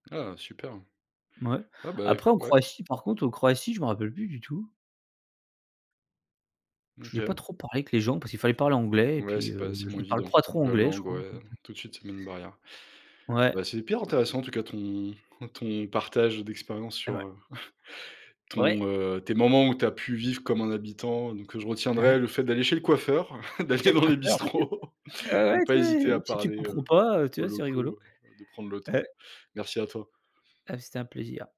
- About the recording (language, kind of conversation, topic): French, podcast, Comment profiter d’un lieu comme un habitant plutôt que comme un touriste ?
- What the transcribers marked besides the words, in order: unintelligible speech; chuckle; laughing while speaking: "d'aller dans les bistrots"; unintelligible speech